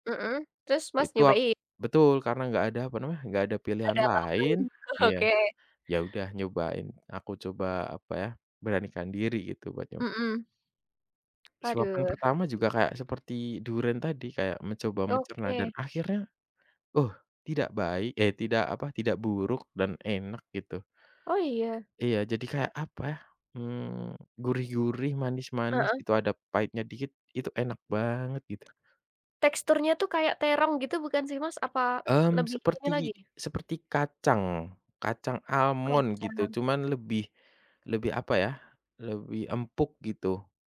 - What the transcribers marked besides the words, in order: other background noise
- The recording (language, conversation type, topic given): Indonesian, unstructured, Pernahkah kamu mencoba makanan yang rasanya benar-benar aneh?